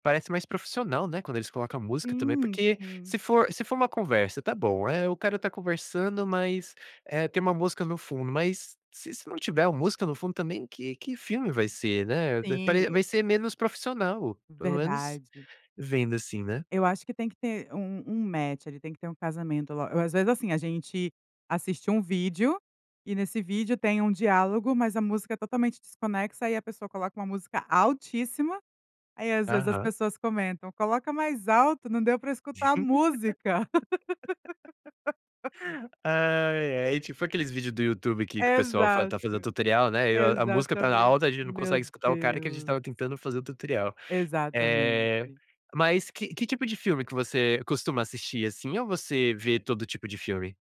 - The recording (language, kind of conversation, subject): Portuguese, podcast, Por que as trilhas sonoras são tão importantes em um filme?
- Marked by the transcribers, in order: in English: "match"; laugh; laugh